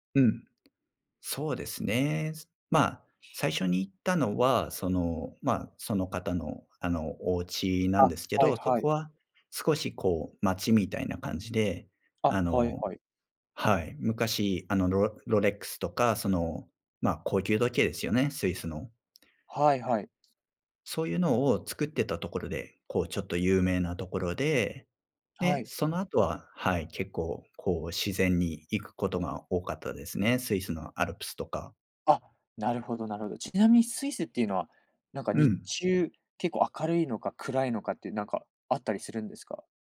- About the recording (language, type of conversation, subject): Japanese, podcast, 最近の自然を楽しむ旅行で、いちばん心に残った瞬間は何でしたか？
- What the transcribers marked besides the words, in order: none